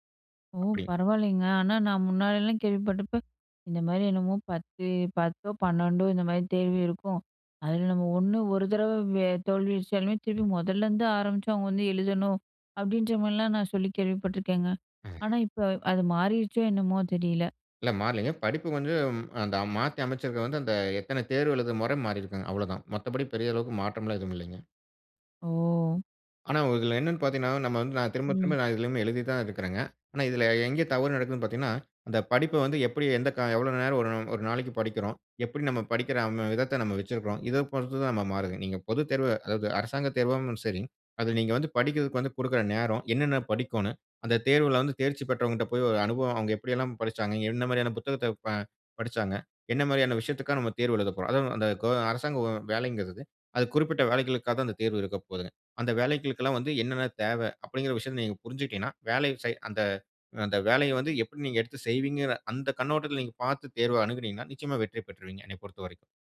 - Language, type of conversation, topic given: Tamil, podcast, தோல்வி வந்தால் அதை கற்றலாக மாற்ற நீங்கள் எப்படி செய்கிறீர்கள்?
- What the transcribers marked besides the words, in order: "அடைஞ்சாலுமே" said as "அடிச்சாலுமே"